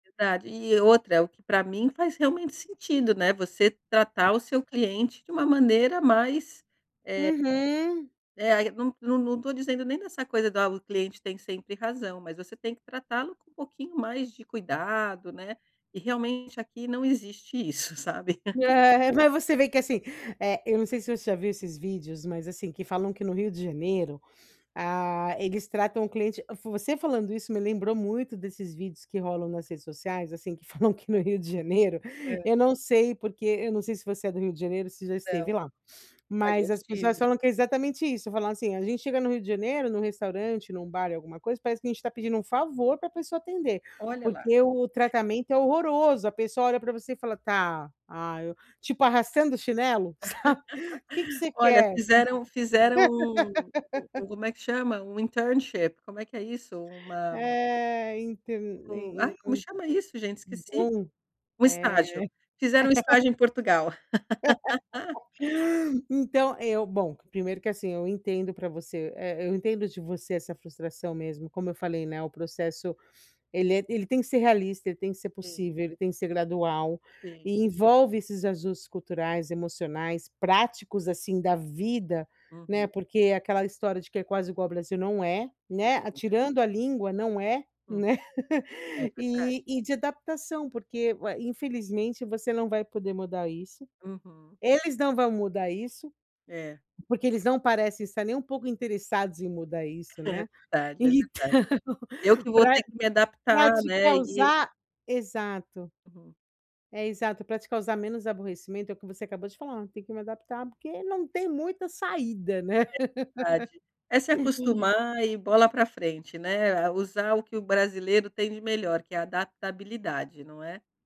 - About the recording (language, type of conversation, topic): Portuguese, advice, Como posso aceitar as mudanças e me adaptar a uma nova fase sem me sentir tão perdido?
- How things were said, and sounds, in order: tapping; laughing while speaking: "sabe"; laugh; laughing while speaking: "falam que"; laugh; laugh; laughing while speaking: "sabe"; laugh; in English: "internship"; laugh; laughing while speaking: "né"; laughing while speaking: "Então"; laugh